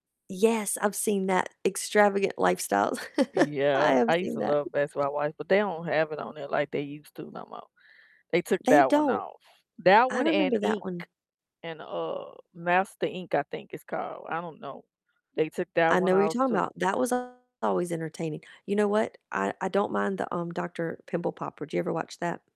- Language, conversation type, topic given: English, unstructured, Which reality TV show do you secretly enjoy, and what about it keeps you hooked?
- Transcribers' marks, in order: laugh; other background noise; distorted speech